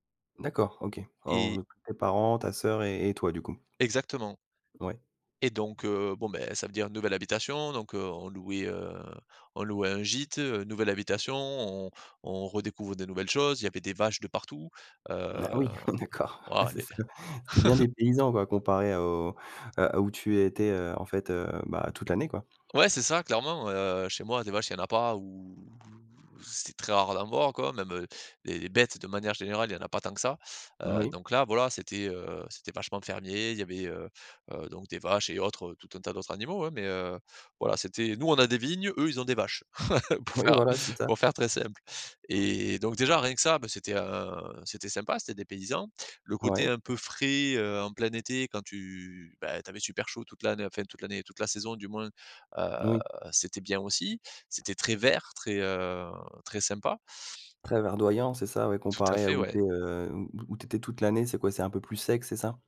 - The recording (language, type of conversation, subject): French, podcast, Quel est ton plus beau souvenir en famille ?
- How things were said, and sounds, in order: other background noise; laughing while speaking: "d'accord. Ah c'est ça"; chuckle; drawn out: "ou"; chuckle; laughing while speaking: "pour faire"; tapping